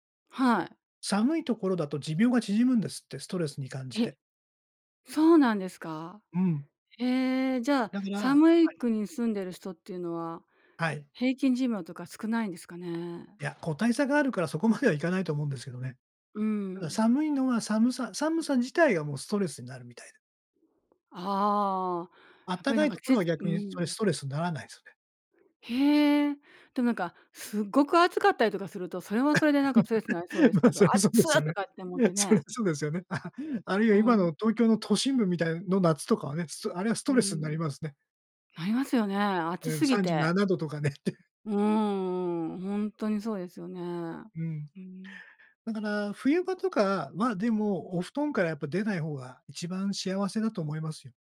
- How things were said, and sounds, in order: tapping; laugh; laughing while speaking: "ま、そりゃそうですよね。いや、そりゃそうですよね。あ"; laughing while speaking: "ねって"
- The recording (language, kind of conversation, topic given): Japanese, podcast, 家で一番自然体でいられるのは、どんなときですか？